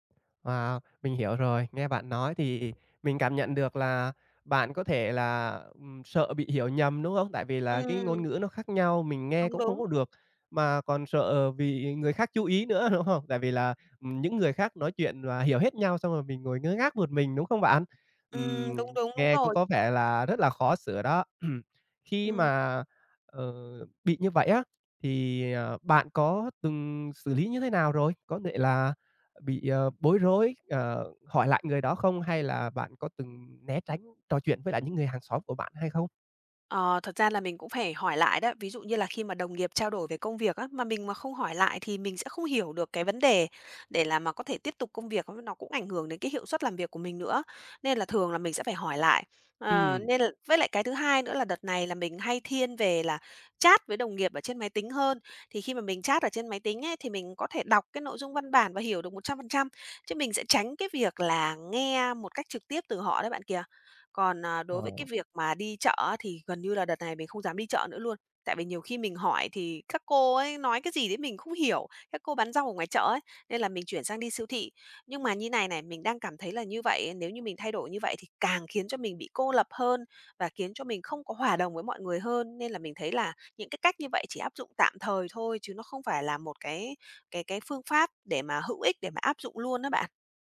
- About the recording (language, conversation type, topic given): Vietnamese, advice, Bạn đã từng cảm thấy tự ti thế nào khi rào cản ngôn ngữ cản trở việc giao tiếp hằng ngày?
- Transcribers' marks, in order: tapping; throat clearing